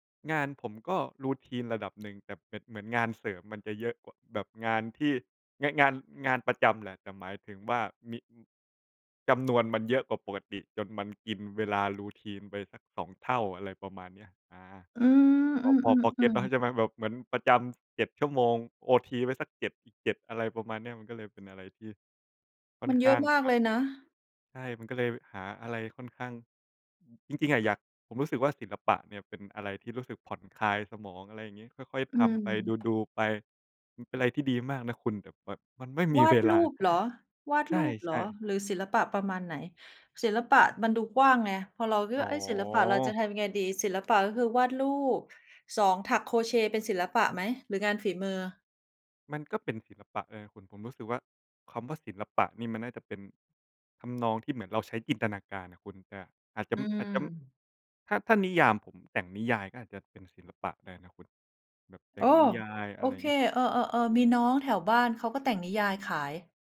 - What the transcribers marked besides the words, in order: laughing while speaking: "เวลา"
- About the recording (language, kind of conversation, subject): Thai, unstructured, ศิลปะช่วยให้เรารับมือกับความเครียดอย่างไร?